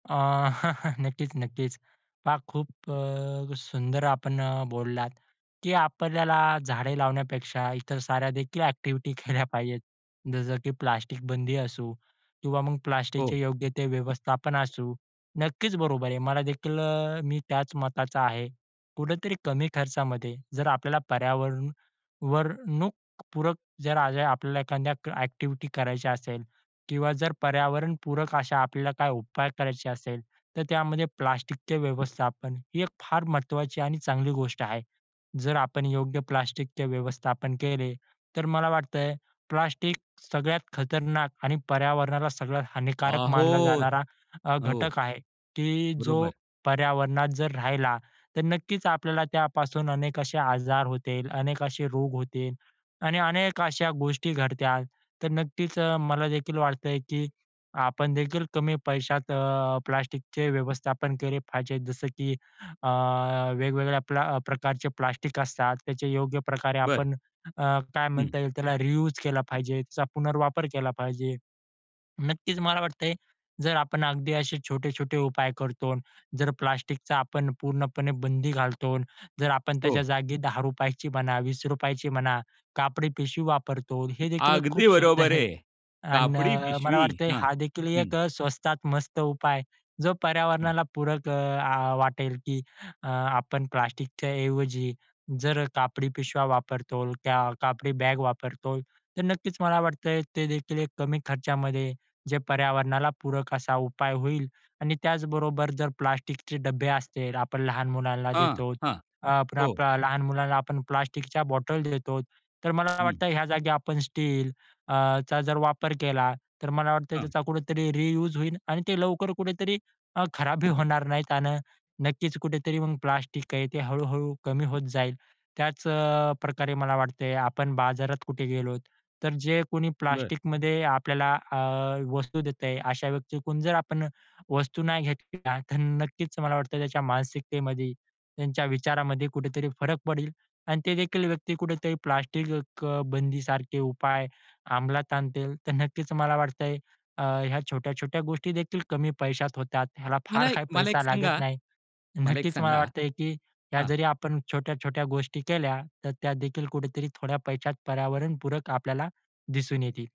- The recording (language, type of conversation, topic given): Marathi, podcast, थोड्या पैशांत पर्यावरणपूरक उपाय कसे अंमलात आणता येतील?
- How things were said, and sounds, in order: chuckle; in English: "ॲक्टिव्हिटी"; in English: "ॲक्टिव्हिटी"; tapping; in English: "रियुज"; laughing while speaking: "आहे"; anticipating: "अगदी बरोबर आहे. कापडी पिशवी"; "वापरतो" said as "वापरतोल"; "वापरतो" said as "वापरतोल"; in English: "रियुज"